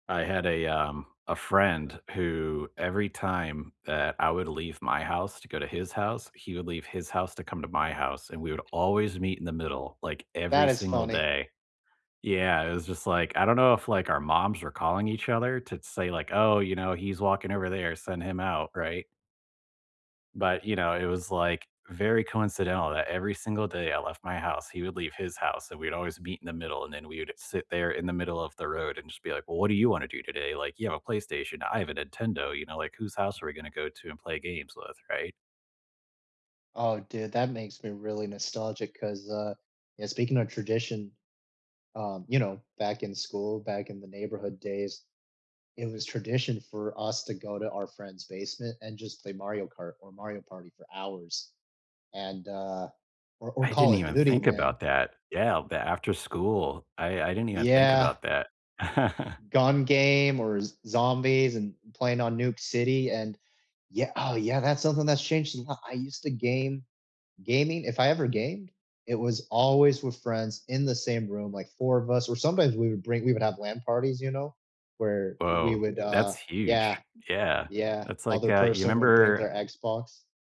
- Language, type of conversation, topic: English, unstructured, What role does tradition play in your daily life?
- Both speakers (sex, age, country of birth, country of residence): male, 30-34, United States, United States; male, 35-39, United States, United States
- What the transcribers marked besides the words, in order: chuckle; background speech